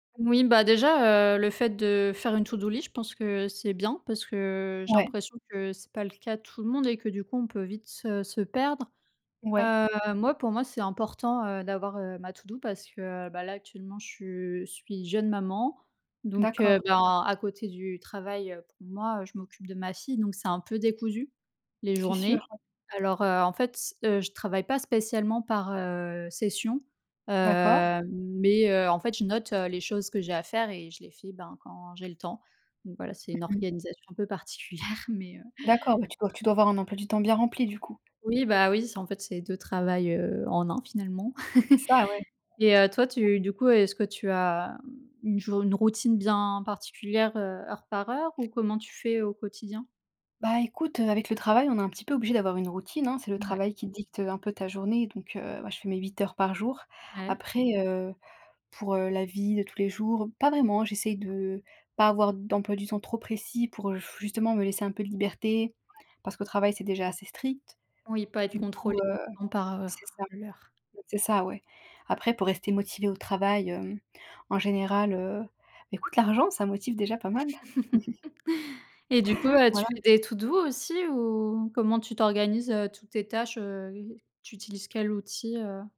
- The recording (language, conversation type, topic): French, unstructured, Comment organiser son temps pour mieux étudier ?
- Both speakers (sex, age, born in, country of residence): female, 25-29, France, France; female, 30-34, France, France
- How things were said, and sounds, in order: laughing while speaking: "particulière"; other background noise; laugh; unintelligible speech; unintelligible speech; chuckle; tapping; chuckle